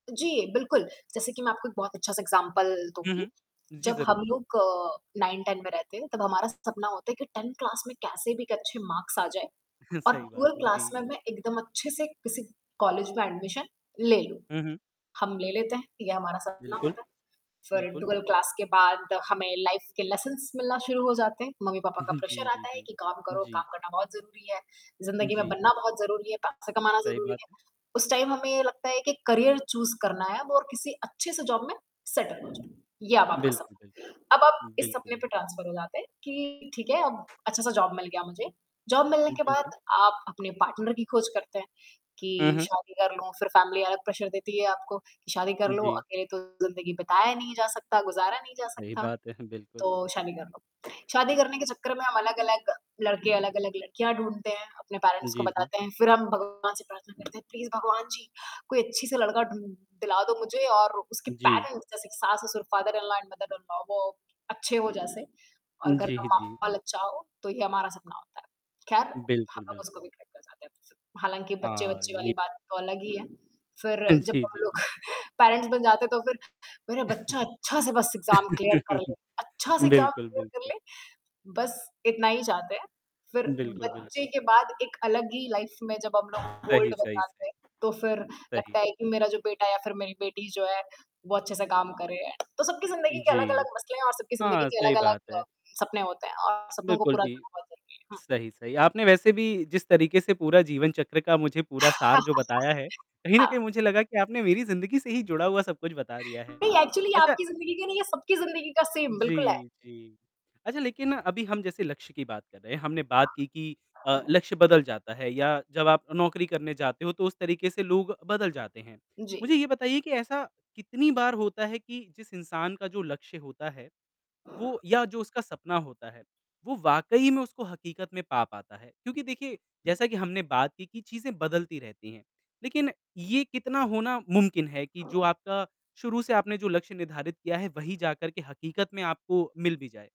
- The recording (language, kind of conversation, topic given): Hindi, podcast, सपनों को हकीकत में कैसे बदला जा सकता है?
- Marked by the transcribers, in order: static; in English: "एग्ज़ाम्पल"; in English: "नाइन टेन"; in English: "टेन क्लास"; in English: "मार्क्स"; chuckle; in English: "ट्वेल्व क्लास"; in English: "एडमिशन"; distorted speech; in English: "ट्वेल्व क्लास"; other background noise; in English: "लाइफ"; in English: "लेसन्स"; chuckle; in English: "प्रेशर"; in English: "टाइम"; in English: "करियर चूज़"; in English: "जॉब"; in English: "सेटल"; in English: "ट्रांसफर"; in English: "जॉब"; in English: "जॉब"; in English: "पार्टनर"; in English: "फैमिली"; in English: "प्रेशर"; chuckle; in English: "पैरेंट्स"; tapping; in English: "प्लीज़"; in English: "पैरेंट्स"; in English: "फादर-इन-लॉ एंड मदर-इन-लॉ"; laughing while speaking: "जी"; chuckle; in English: "पैरेंट्स"; chuckle; in English: "एग्ज़ाम क्लियर"; in English: "एग्ज़ाम क्लियर"; in English: "लाइफ"; in English: "ओल्ड"; laugh; in English: "एक्चुअली"; in English: "सेम"